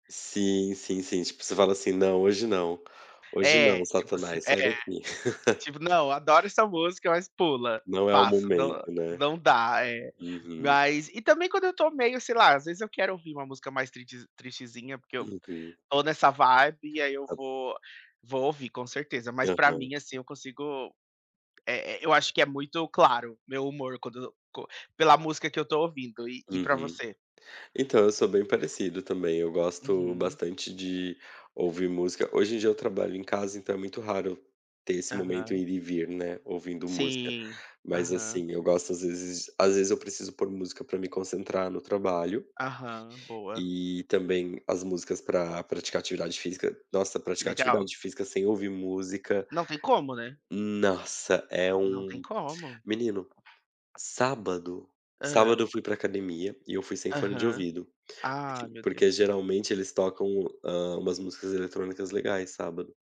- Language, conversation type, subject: Portuguese, unstructured, Como a música afeta o seu humor no dia a dia?
- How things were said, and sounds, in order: tapping; "triste" said as "trites"; other background noise